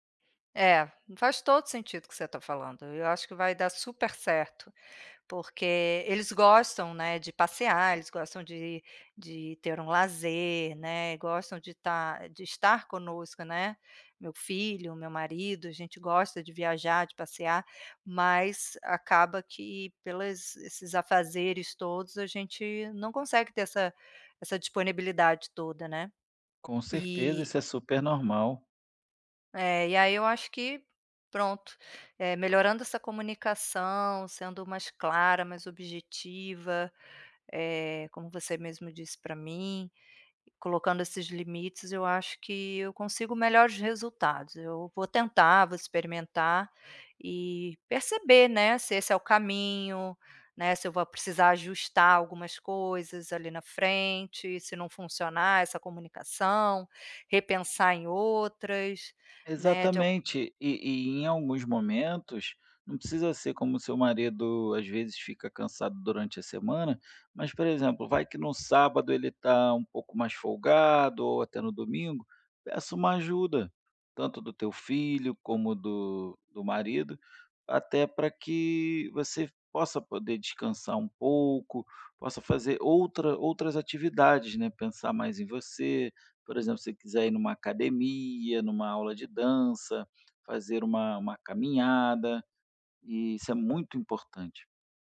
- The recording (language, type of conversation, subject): Portuguese, advice, Equilíbrio entre descanso e responsabilidades
- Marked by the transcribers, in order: tapping